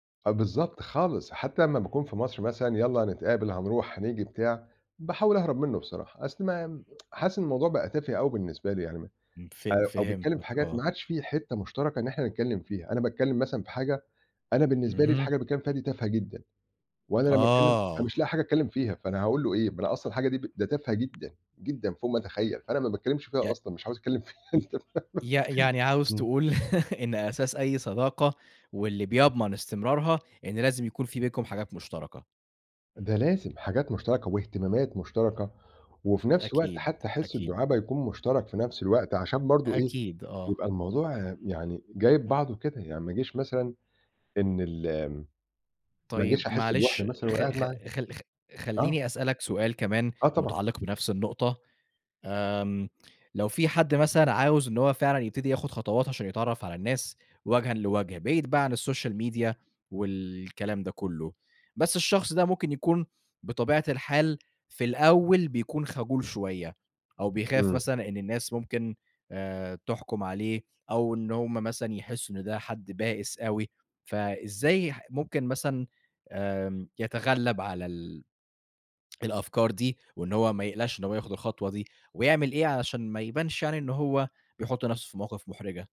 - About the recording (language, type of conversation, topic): Arabic, podcast, ليه بعض الناس بيحسّوا بالوحدة رغم إن في ناس حواليهم؟
- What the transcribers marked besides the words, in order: tsk; tapping; chuckle; laughing while speaking: "فيها أنت فاهم"; in English: "الsocial media"